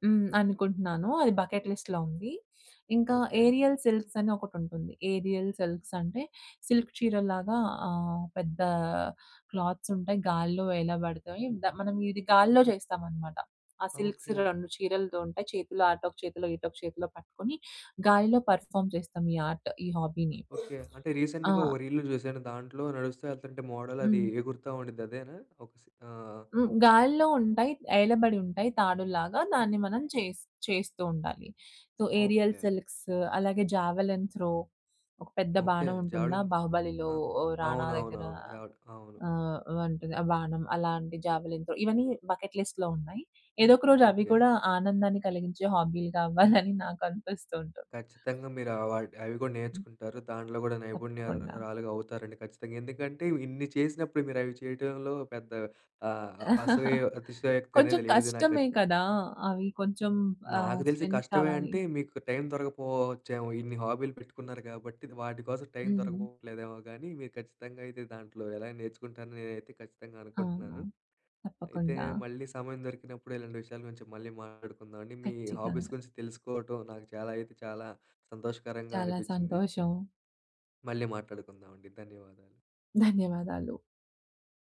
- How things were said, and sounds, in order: in English: "బకెట్ లిస్ట్‌లో"; in English: "ఏరియల్ సిల్క్స్"; in English: "ఏరియల్ సిల్క్స్"; in English: "సిల్క్"; in English: "క్లాత్స్"; in English: "సిల్క్స్"; in English: "పర్ఫార్మ్"; in English: "ఆర్ట్"; in English: "రీసెంట్‌గా"; in English: "హాబీని"; other background noise; in English: "రీల్‌లో"; in English: "మోడల్"; in English: "చేజ్"; in English: "సో, ఏరియల్ సిల్క్స్"; in English: "జావెలిన్ త్రో"; in English: "జావెలిన్"; in English: "జావెలిన్"; in English: "జావెలిన్ త్రో"; in English: "బకెట్ లిస్ట్‌లో"; chuckle; other noise; chuckle; unintelligible speech; in English: "హాబీస్"
- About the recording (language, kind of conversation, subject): Telugu, podcast, మీకు ఆనందం కలిగించే హాబీ గురించి చెప్పగలరా?